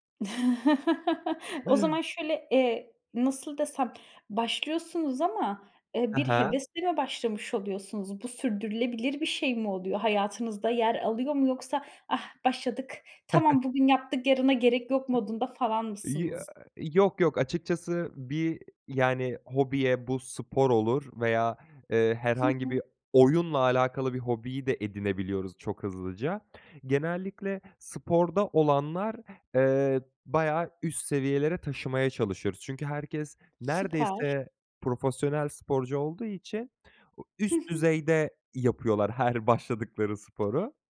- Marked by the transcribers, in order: chuckle; put-on voice: "Ah başladık, tamam bugün yaptık yarına gerek yok"; chuckle; unintelligible speech; "profesyonel" said as "profosyonel"; other background noise
- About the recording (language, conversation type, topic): Turkish, podcast, Yeni bir hobiye nasıl başlarsınız?